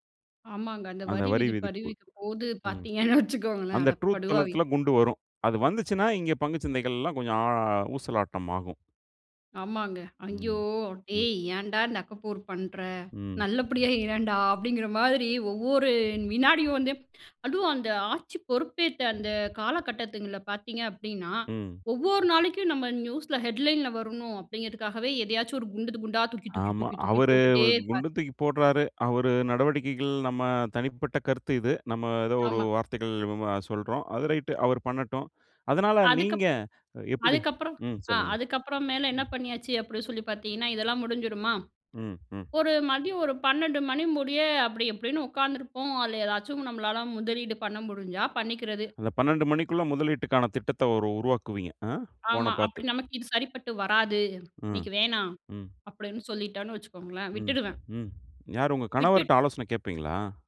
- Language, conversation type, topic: Tamil, podcast, உங்கள் தினசரி கைப்பேசி பயன்படுத்தும் பழக்கத்தைப் பற்றி சொல்ல முடியுமா?
- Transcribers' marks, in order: laughing while speaking: "பார்த்தீங்கன்னு வச்சுக்கோங்களேன்"; laughing while speaking: "நல்லபடியா இரேன்டா"; in English: "ஹெட்லைன்ல"; tapping; "விட்டுட்டு" said as "விட்டுட்"